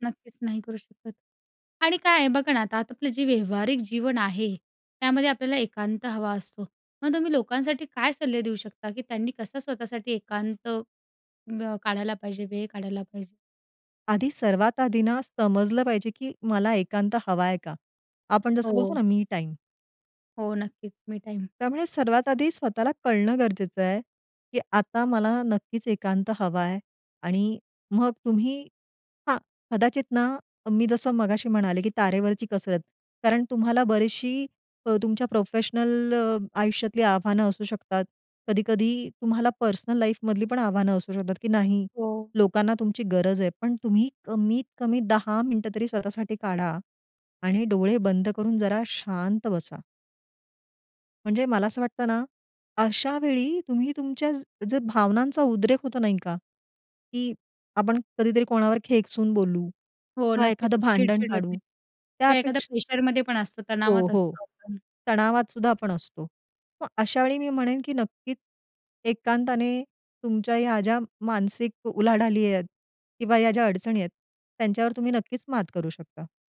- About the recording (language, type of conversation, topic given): Marathi, podcast, कधी एकांत गरजेचा असतो असं तुला का वाटतं?
- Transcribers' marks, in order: other background noise; in English: "पर्सनल लाईफमधली"; tapping